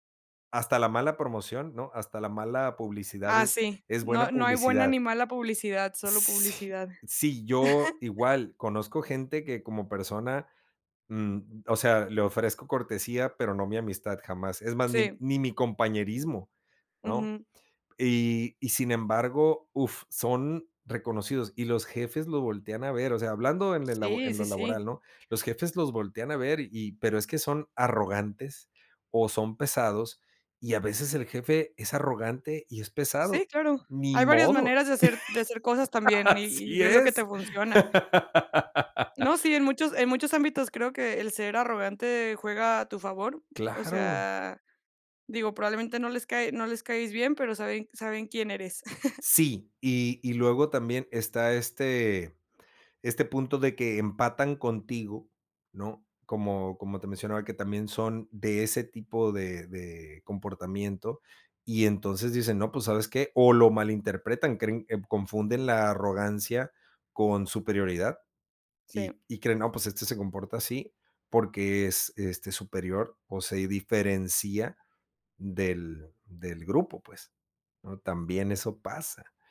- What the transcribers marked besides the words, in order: chuckle; laughing while speaking: "Así es"; laugh
- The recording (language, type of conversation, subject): Spanish, podcast, ¿Por qué crees que la visibilidad es importante?